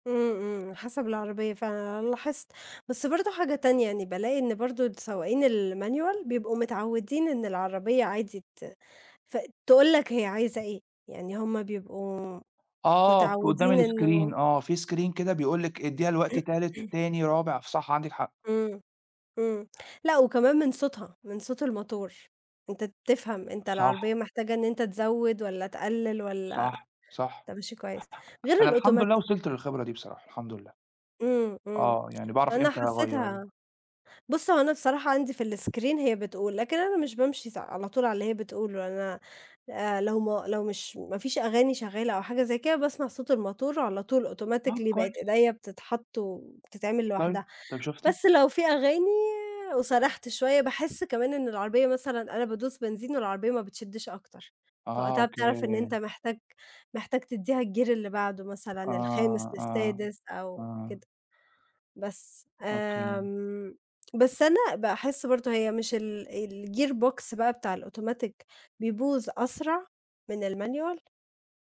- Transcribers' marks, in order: in English: "الmanual"; in English: "الscreen"; in English: "screen"; throat clearing; other noise; in English: "الautomatic"; in English: "الscreen"; in English: "automatically"; in English: "الgear"; in English: "الgear box"; in English: "الautomatic"; tapping; in English: "الmanual؟"
- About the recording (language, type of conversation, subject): Arabic, unstructured, إيه أطرف موقف حصلك وإنت بتعمل هوايتك؟